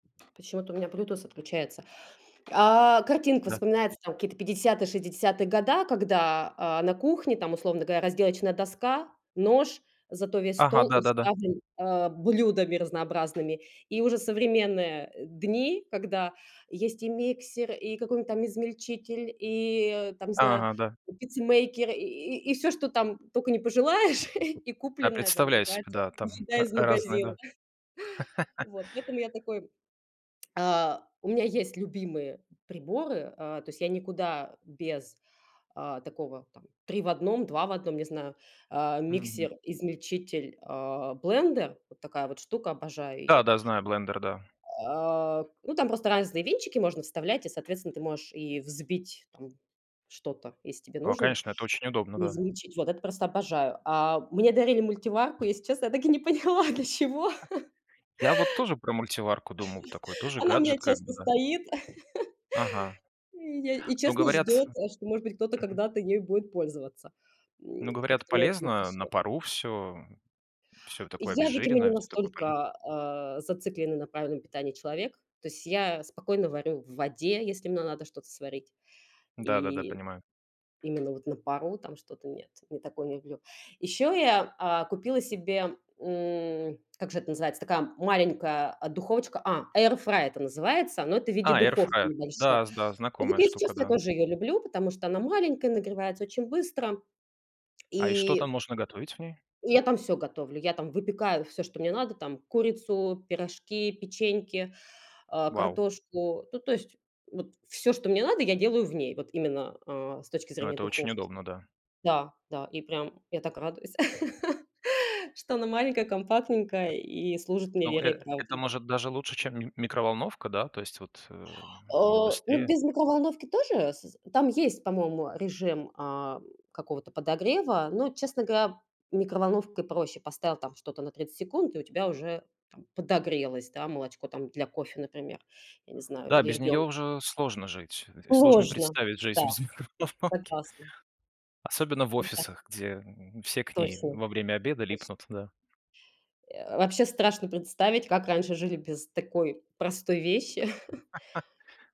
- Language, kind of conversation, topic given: Russian, unstructured, Какие гаджеты делают твою жизнь проще?
- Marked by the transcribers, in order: other background noise; tapping; laughing while speaking: "пожелаешь"; chuckle; unintelligible speech; chuckle; lip smack; drawn out: "А"; laughing while speaking: "поняла, для чего"; laugh; lip smack; unintelligible speech; in English: "air fryer"; in English: "air fryer"; lip smack; chuckle; laughing while speaking: "без микроволновки"; chuckle